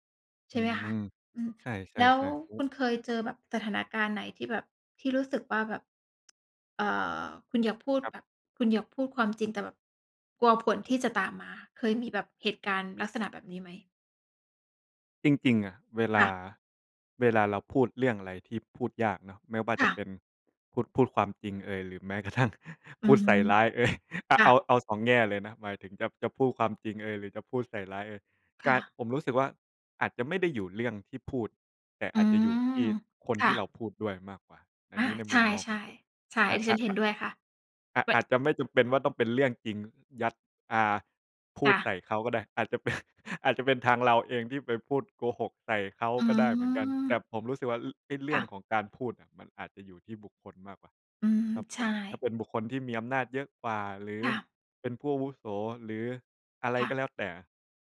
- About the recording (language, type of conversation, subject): Thai, unstructured, เมื่อไหร่ที่คุณคิดว่าความซื่อสัตย์เป็นเรื่องยากที่สุด?
- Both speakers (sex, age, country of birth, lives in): female, 35-39, Thailand, Thailand; male, 25-29, Thailand, Thailand
- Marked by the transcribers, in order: tapping; laughing while speaking: "แม้กระทั่งพูดใส่ร้ายเอย"; laughing while speaking: "เป็น"